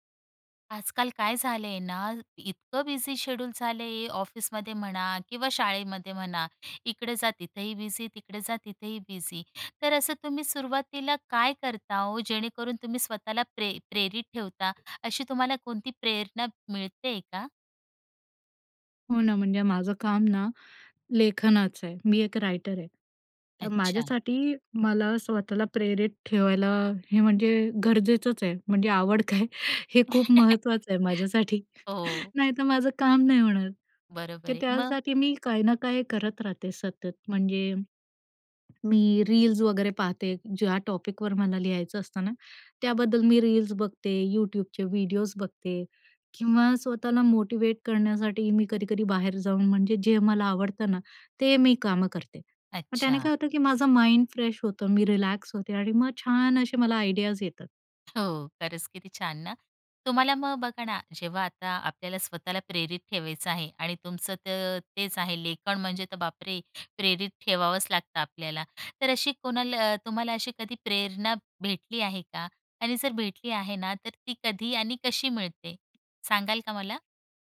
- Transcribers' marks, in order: in English: "बिझी शेड्यूल"; in English: "बिझी"; in English: "बिझी"; other background noise; in English: "रायटर"; laughing while speaking: "आवड काय हे खूप महत्त्वाचं आहे माझ्यासाठी, नाहीतर माझं काम नाही होणार"; laugh; laughing while speaking: "हो"; in English: "टॉपिकवर"; in English: "मोटिव्हेट"; in English: "माइंड फ्रेश"; in English: "रिलॅक्स"; in English: "आयडियाज"
- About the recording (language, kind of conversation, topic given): Marathi, podcast, स्वतःला प्रेरित ठेवायला तुम्हाला काय मदत करतं?